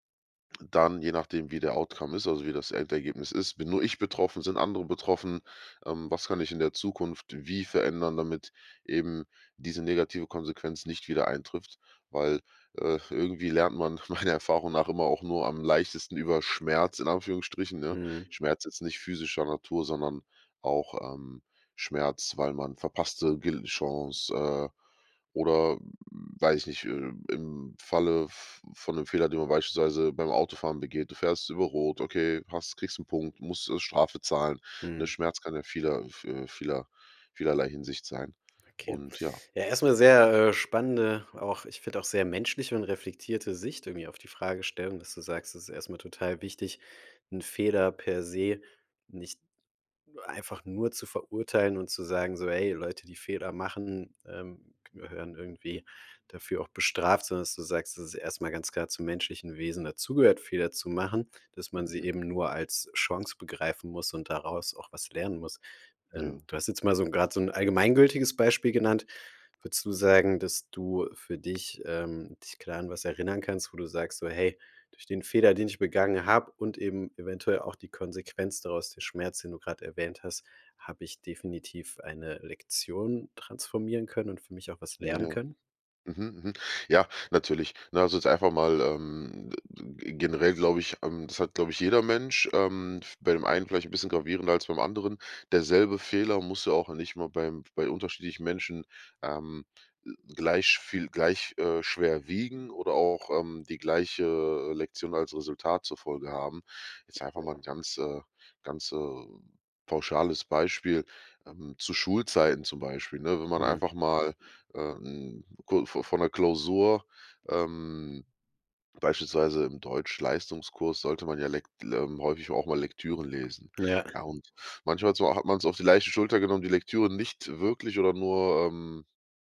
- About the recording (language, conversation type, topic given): German, podcast, Was hilft dir, aus einem Fehler eine Lektion zu machen?
- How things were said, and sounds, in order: in English: "Outcome"; laughing while speaking: "meiner"